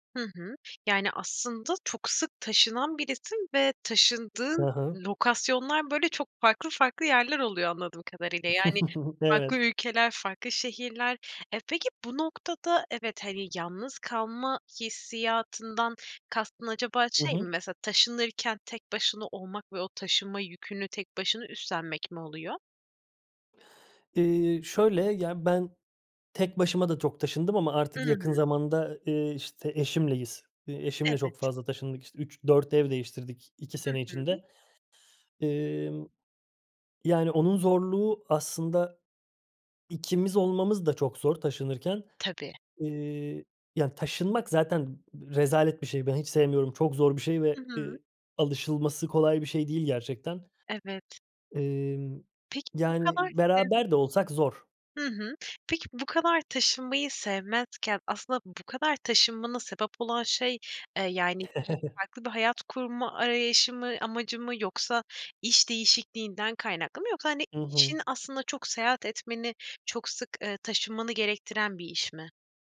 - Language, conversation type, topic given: Turkish, podcast, Yeni bir semte taşınan biri, yeni komşularıyla ve mahalleyle en iyi nasıl kaynaşır?
- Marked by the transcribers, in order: chuckle; tapping; other noise; chuckle